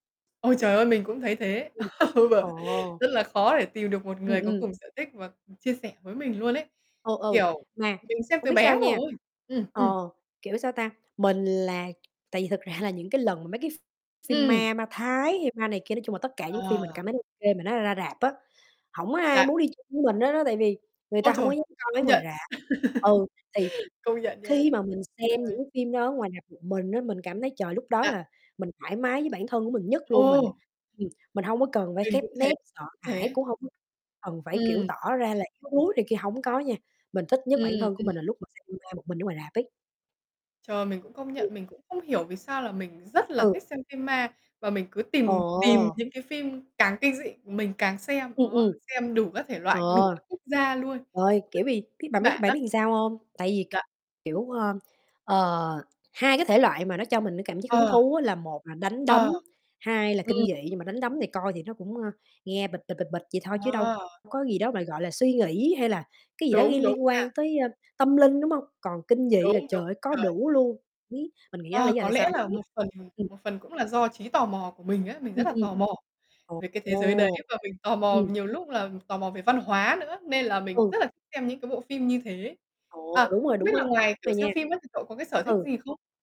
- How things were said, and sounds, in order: laughing while speaking: "Ừ"; tapping; laughing while speaking: "ra"; laugh; other background noise; distorted speech; mechanical hum
- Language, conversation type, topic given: Vietnamese, unstructured, Điều gì khiến bạn cảm thấy mình thật sự là chính mình?